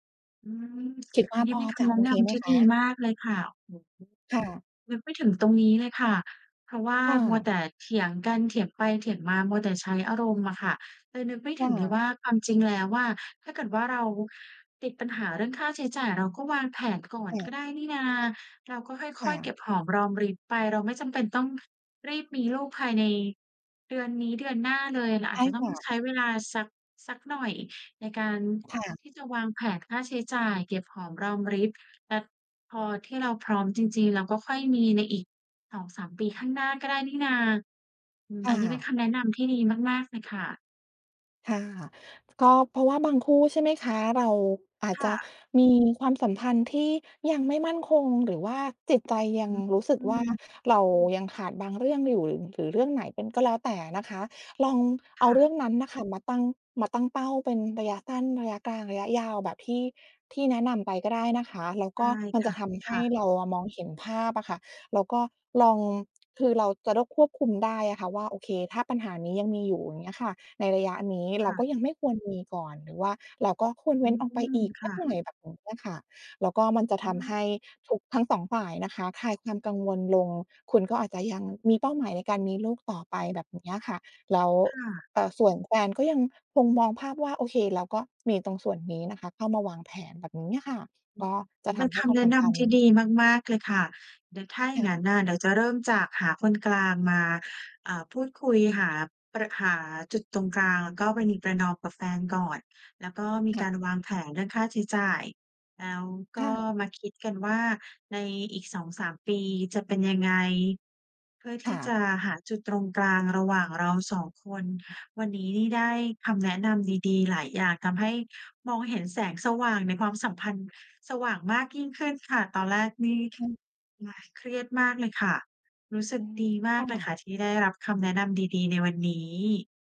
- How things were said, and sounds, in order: unintelligible speech; "ได้" said as "โด้"; tapping
- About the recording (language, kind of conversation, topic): Thai, advice, ไม่ตรงกันเรื่องการมีลูกทำให้ความสัมพันธ์ตึงเครียด